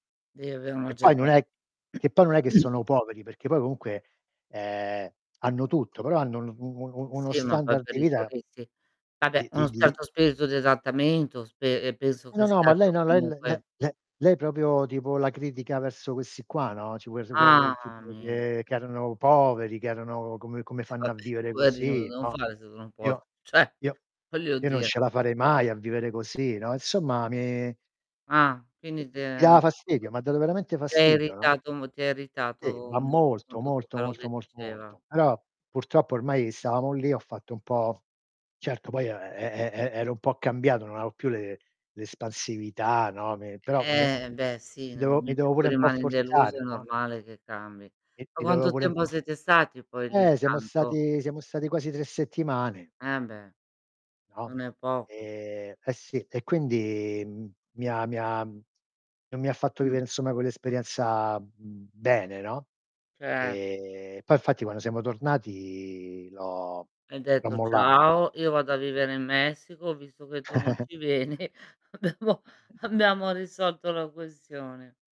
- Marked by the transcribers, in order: throat clearing; tapping; "proprio" said as "propio"; drawn out: "Ah"; unintelligible speech; "cioè" said as "ceh"; other noise; distorted speech; stressed: "molto"; "Allora" said as "aloa"; other background noise; "avevo" said as "aveo"; unintelligible speech; drawn out: "e"; drawn out: "E"; static; chuckle; laughing while speaking: "vieni, abbiamo"
- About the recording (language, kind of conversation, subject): Italian, unstructured, Qual è stato il tuo viaggio più deludente e perché?